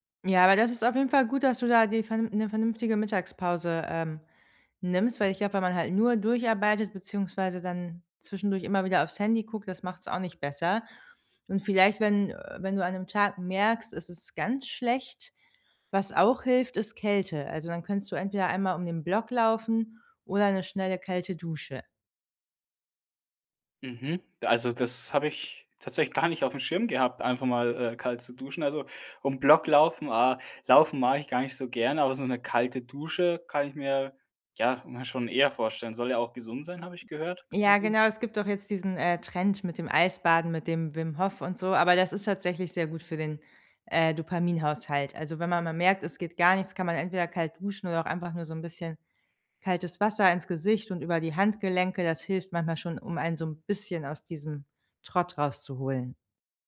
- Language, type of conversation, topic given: German, advice, Wie raubt dir ständiges Multitasking Produktivität und innere Ruhe?
- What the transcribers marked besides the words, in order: none